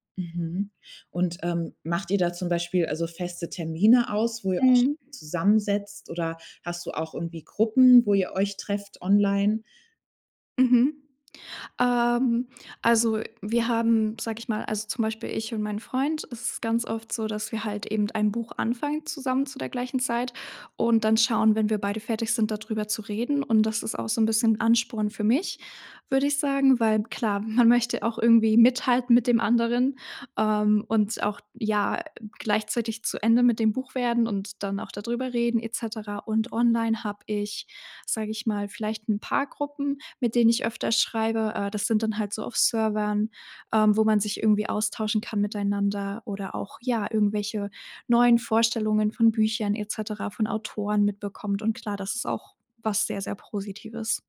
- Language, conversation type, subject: German, podcast, Wie stärkst du deine kreative Routine im Alltag?
- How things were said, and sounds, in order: laughing while speaking: "man"; other background noise